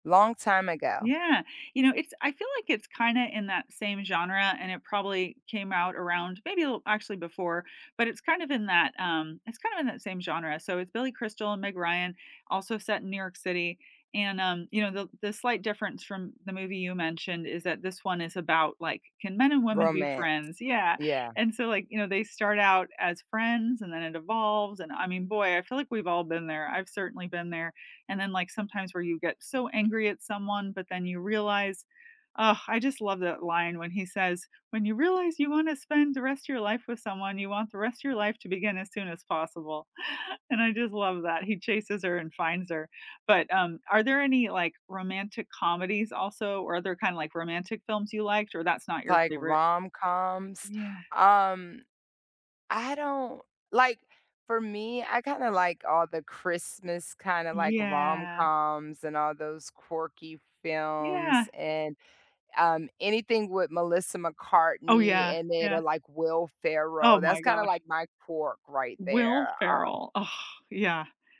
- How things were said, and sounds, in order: other background noise
- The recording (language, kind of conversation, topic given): English, unstructured, What was the first movie you fell in love with, and what memories or feelings still connect you to it?
- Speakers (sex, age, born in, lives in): female, 45-49, United States, United States; female, 45-49, United States, United States